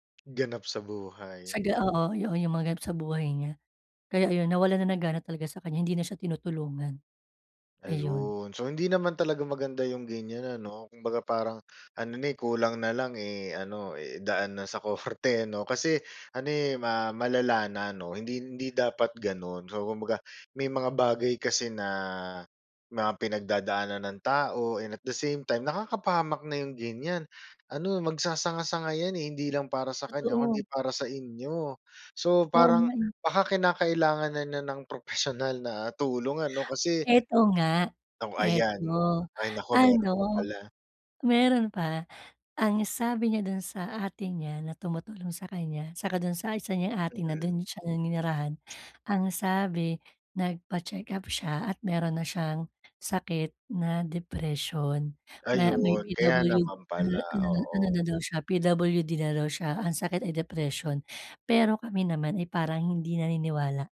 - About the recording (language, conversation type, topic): Filipino, advice, Paano ako makapagbibigay ng puna na malinaw at nakakatulong?
- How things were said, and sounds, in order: tapping; in English: "and at the same time"; tsk